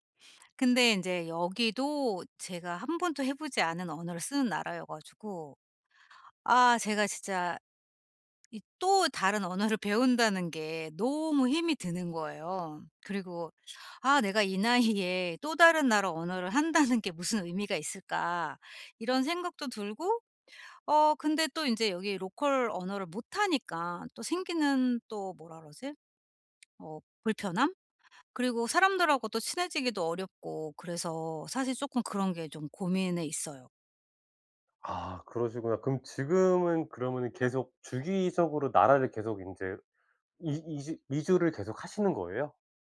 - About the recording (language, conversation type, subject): Korean, advice, 새로운 나라에서 언어 장벽과 문화 차이에 어떻게 잘 적응할 수 있나요?
- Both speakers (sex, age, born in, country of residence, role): female, 45-49, South Korea, Portugal, user; male, 40-44, South Korea, United States, advisor
- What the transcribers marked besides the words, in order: other background noise; tapping; laughing while speaking: "나이에"; laughing while speaking: "한다는"